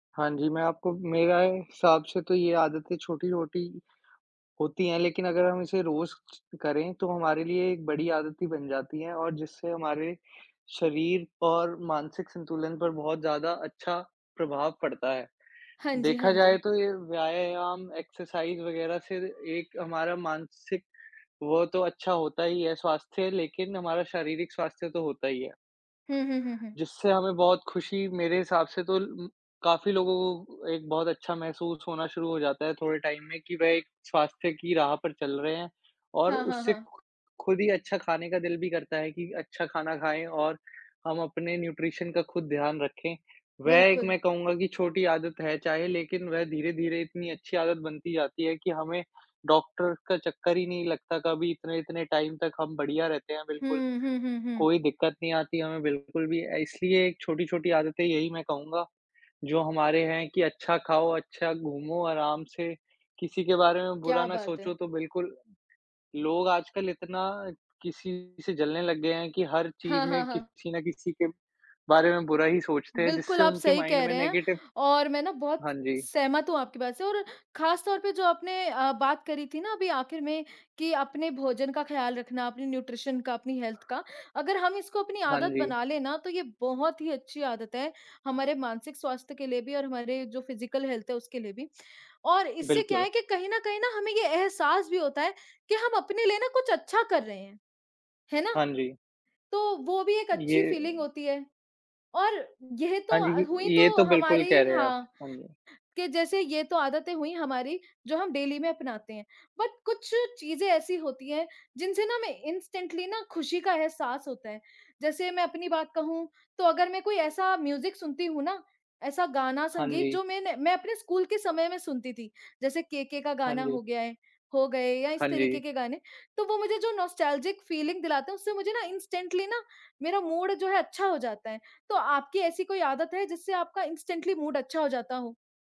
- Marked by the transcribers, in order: in English: "एक्सरसाइज़"; other background noise; in English: "टाइम"; in English: "न्यूट्रिशन"; in English: "टाइम"; in English: "माइंड"; in English: "नेगेटिव"; in English: "न्यूट्रिशन"; in English: "हेल्थ"; in English: "फिजिकल हेल्थ"; in English: "फ़ीलिंग"; tapping; in English: "डेली"; in English: "बट"; in English: "इंस्टेंटली"; in English: "म्यूजिक"; in English: "नॉस्टेल्जिक फ़ीलिंग"; in English: "इंस्टेंटली"; in English: "मूड"; in English: "इंस्टेंटली मूड"
- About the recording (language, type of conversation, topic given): Hindi, unstructured, खुश रहने के लिए आप कौन-सी छोटी-छोटी आदतें अपनाते हैं?